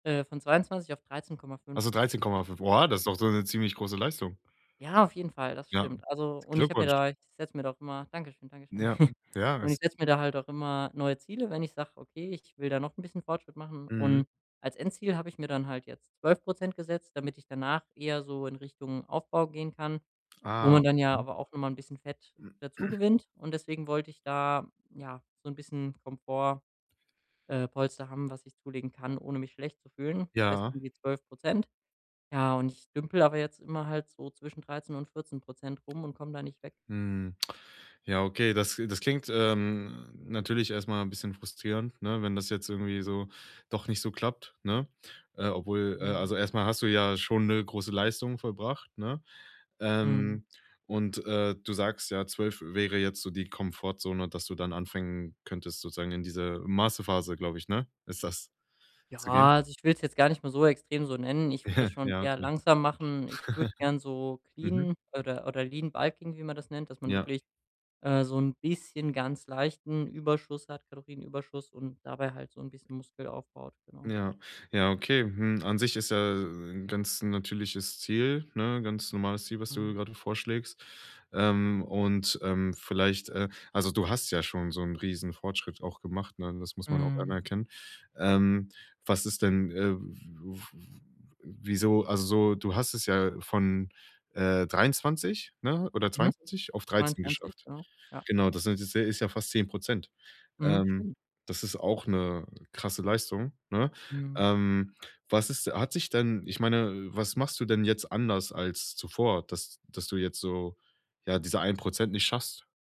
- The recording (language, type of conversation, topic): German, advice, Wie kann ich mit Frustration umgehen, wenn meine Trainingsfortschritte sehr langsam sind?
- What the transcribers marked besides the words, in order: surprised: "Oh ha"; other noise; chuckle; other background noise; "anfangen" said as "anfengen"; chuckle; chuckle; in English: "clean"; in English: "Lean-Bulking"